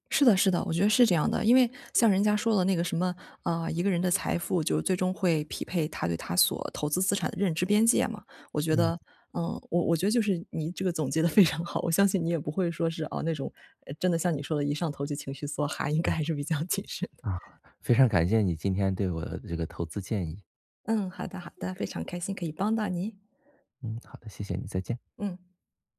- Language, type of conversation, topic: Chinese, advice, 我该如何在不确定的情况下做出决定？
- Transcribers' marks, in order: laughing while speaking: "非常好"; laughing while speaking: "梭哈，应该还是比较谨慎的"; other background noise